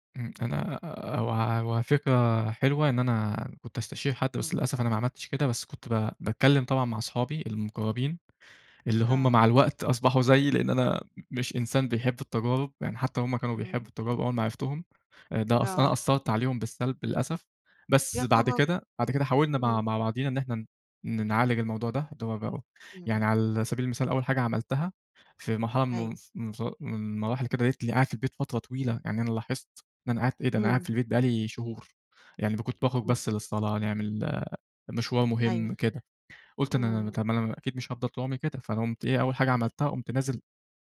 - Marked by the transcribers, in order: tapping; other background noise
- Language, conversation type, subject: Arabic, podcast, إمتى واجهت خوفك وقدرت تتغلّب عليه؟